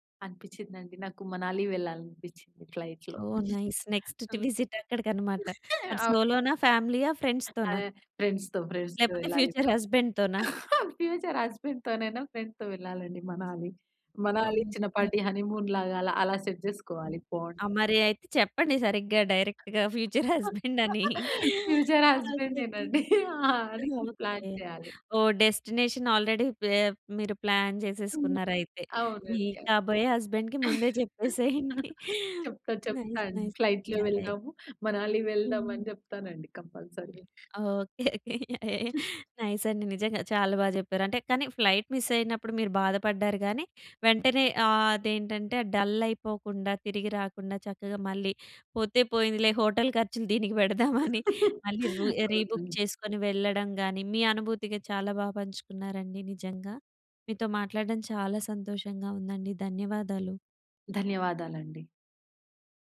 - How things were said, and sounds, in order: in English: "నైస్ నెక్స్ట్ విసిట్"; in English: "ఫ్లైట్‌లో"; other noise; giggle; in English: "సోలో‌నా? ఫ్యామిలీ"; in English: "ఫ్రెండ్స్‌తోనా?"; in English: "ఫ్రెండ్స్‌తో, ఫ్రెండ్స్‌తో"; in English: "ఫ్యూచర్ హస్బాండ్‌తోనా?"; chuckle; in English: "ఫ్యూచర్ హస్బాండ్‌తోనైనా, ఫ్రెండ్స్‌తో"; in English: "హనీమూన్"; in English: "సెట్"; in English: "డైరెక్ట్‌గా ఫ్యూచర్ హస్బెండ్"; laughing while speaking: "ఫ్యూచర్ హస్బాండేనండి. ఆ! హనీమూన్ ప్లాన్ చేయాలి"; in English: "ఫ్యూచర్"; giggle; in English: "హనీమూన్ ప్లాన్"; in English: "డెస్టినేషన్ ఆల్రెడీ"; in English: "ప్లాన్"; giggle; in English: "హస్బెండ్‌కి"; in English: "ఫ్లైట్‌లో"; giggle; in English: "నైస్, నైస్"; in English: "కంపల్సరీ"; other background noise; giggle; in English: "నైస్"; in English: "ఫ్లైట్ మిస్"; in English: "డల్"; in English: "హోటల్"; giggle; in English: "రీబుక్"
- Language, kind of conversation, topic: Telugu, podcast, ఫ్లైట్ మిస్ అయినప్పుడు ఏం జరిగింది?